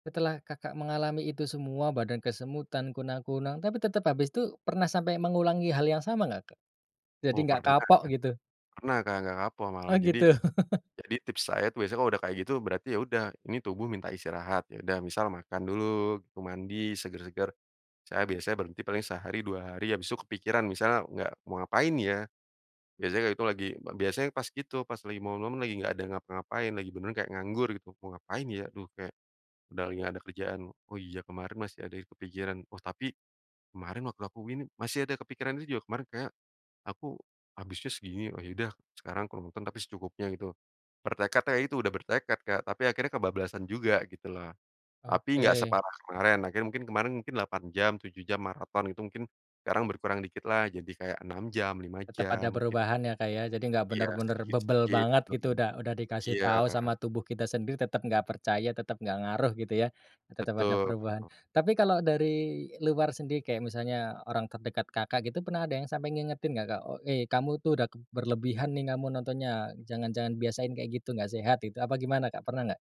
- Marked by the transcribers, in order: chuckle
- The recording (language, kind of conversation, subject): Indonesian, podcast, Kapan kebiasaan menonton berlebihan mulai terasa sebagai masalah?